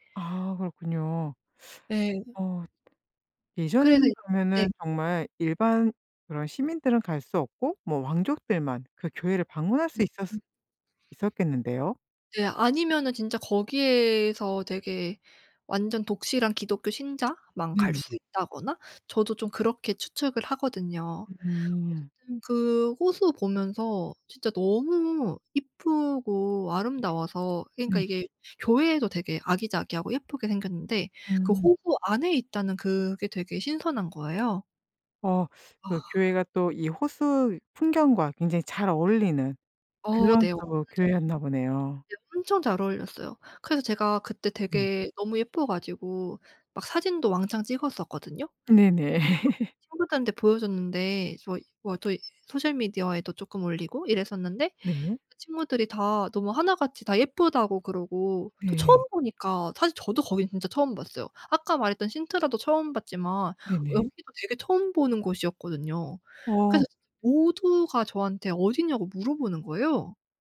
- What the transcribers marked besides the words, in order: teeth sucking; other background noise; laugh; in English: "소셜미디어에도"
- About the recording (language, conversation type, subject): Korean, podcast, 여행 중 우연히 발견한 숨은 명소에 대해 들려주실 수 있나요?